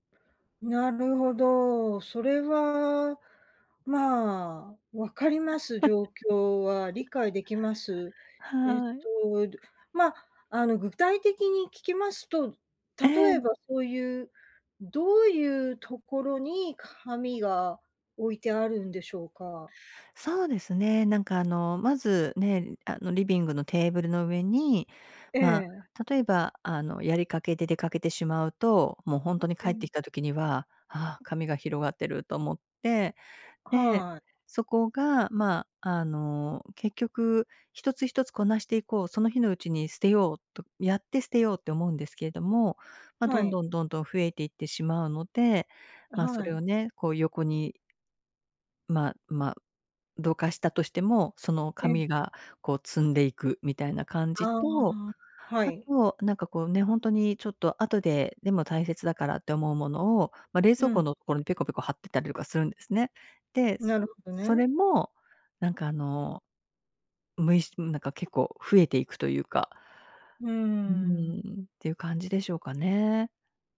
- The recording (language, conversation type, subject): Japanese, advice, 家でなかなかリラックスできないとき、どうすれば落ち着けますか？
- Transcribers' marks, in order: laugh